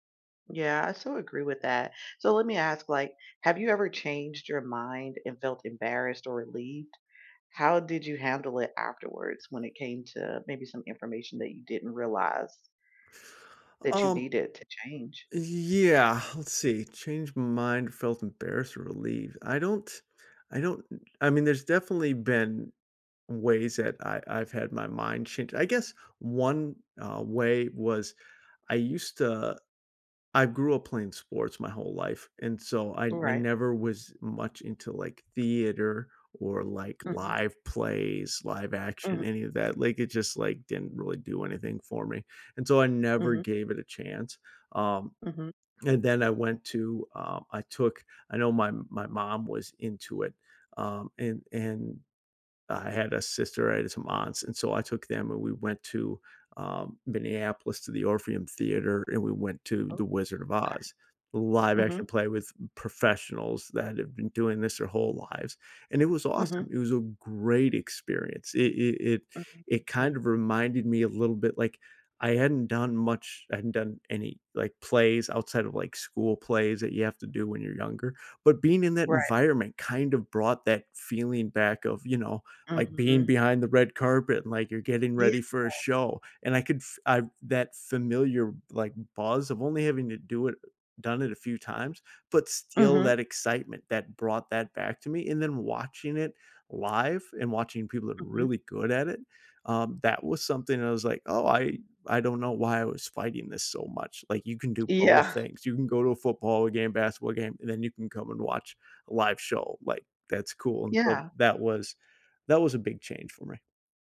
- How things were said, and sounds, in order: tapping; drawn out: "Mm"; laughing while speaking: "Yeah"
- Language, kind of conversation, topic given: English, unstructured, How can I stay open to changing my beliefs with new information?
- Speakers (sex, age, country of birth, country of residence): female, 50-54, United States, United States; male, 40-44, United States, United States